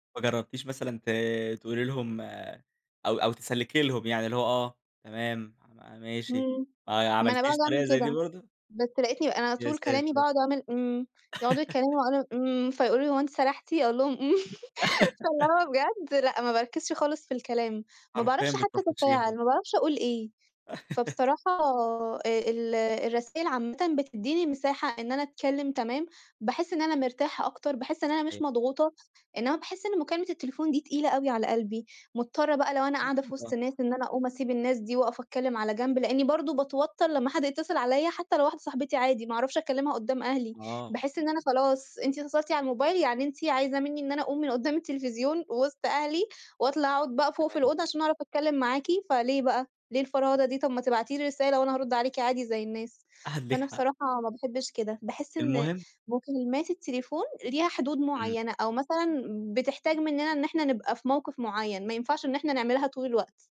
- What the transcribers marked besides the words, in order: tapping; laugh; laughing while speaking: "إمم"; laugh; laugh; unintelligible speech
- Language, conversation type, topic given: Arabic, podcast, بتحب الرسائل النصية أكتر ولا المكالمات الصوتية، وليه؟